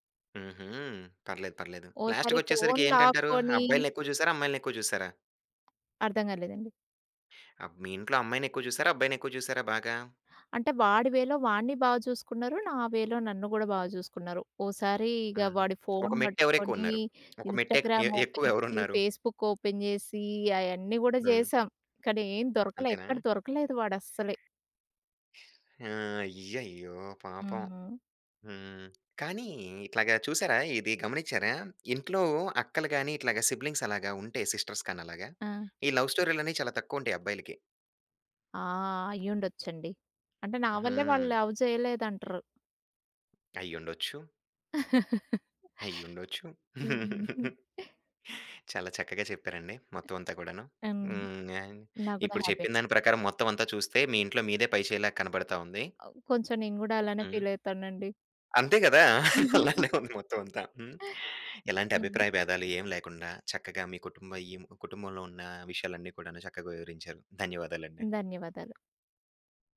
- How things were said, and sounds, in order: in English: "లాస్ట్‌కి"; other noise; tapping; in English: "ఇన్స్టాగ్రామ్ ఓపెన్"; in English: "ఫేస్బుక్ ఓపెన్"; other background noise; in English: "సిబ్లింగ్స్"; in English: "సిస్టర్స్"; in English: "లవ్"; in English: "లవ్"; laughing while speaking: "హ్మ్"; giggle; in English: "హ్యాపీ"; in English: "ఫీల్"; laughing while speaking: "అలానే ఉంది మొత్తం అంతా"; giggle
- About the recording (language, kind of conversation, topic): Telugu, podcast, అమ్మాయిలు, అబ్బాయిల పాత్రలపై వివిధ తరాల అభిప్రాయాలు ఎంతవరకు మారాయి?